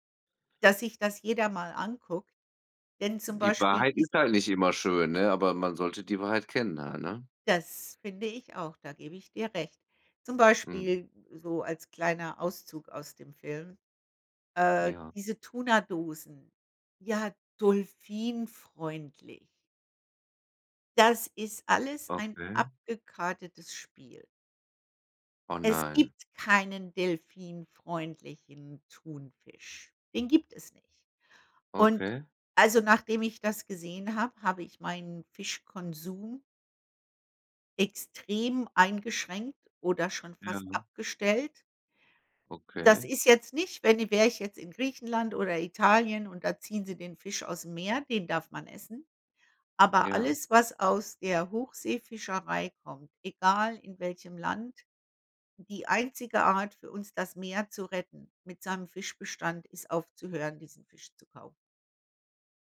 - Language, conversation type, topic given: German, unstructured, Wie beeinflusst Plastik unsere Meere und die darin lebenden Tiere?
- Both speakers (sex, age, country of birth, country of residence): female, 55-59, Germany, United States; male, 35-39, Germany, Germany
- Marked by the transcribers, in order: tapping; "delfin-freundlich" said as "dolfin-freundlich"